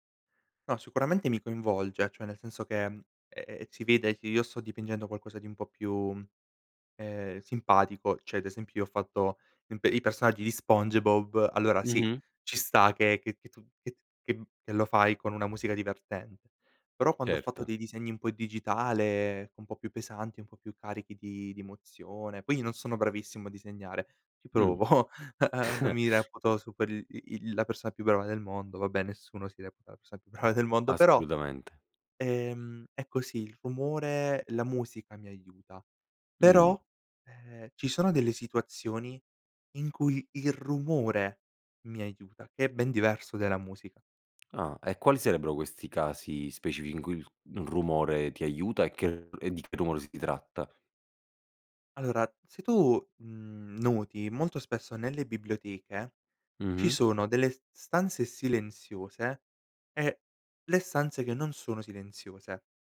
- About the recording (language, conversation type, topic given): Italian, podcast, Che ambiente scegli per concentrarti: silenzio o rumore di fondo?
- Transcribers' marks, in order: "cioè" said as "ceh"; chuckle; laughing while speaking: "brava"; stressed: "rumore"; tapping